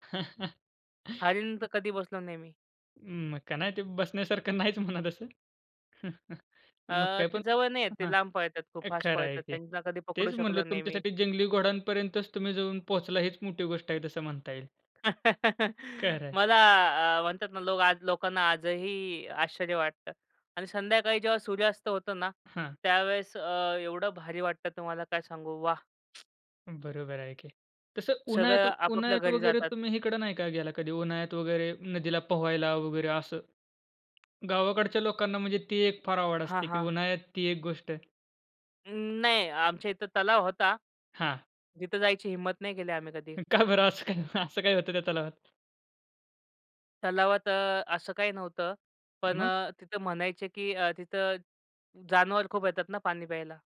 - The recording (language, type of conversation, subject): Marathi, podcast, तुम्ही लहानपणी घराबाहेर निसर्गात कोणते खेळ खेळायचात?
- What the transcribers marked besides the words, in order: chuckle; other background noise; laughing while speaking: "नाहीच म्हणा तसं"; tapping; chuckle; laugh; laughing while speaking: "का बरं? असं काय असं काय"